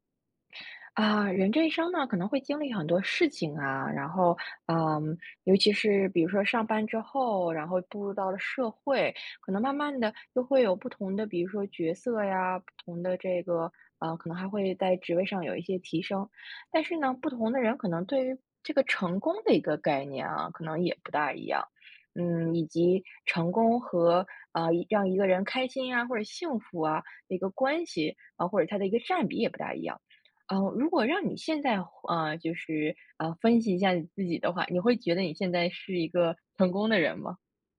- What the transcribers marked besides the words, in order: none
- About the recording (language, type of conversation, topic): Chinese, podcast, 你会如何在成功与幸福之间做取舍？